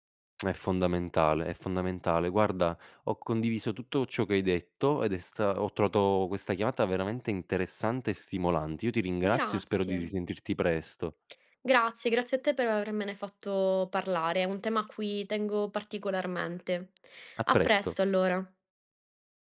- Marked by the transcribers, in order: none
- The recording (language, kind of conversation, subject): Italian, podcast, Come bilanci lavoro e vita familiare nelle giornate piene?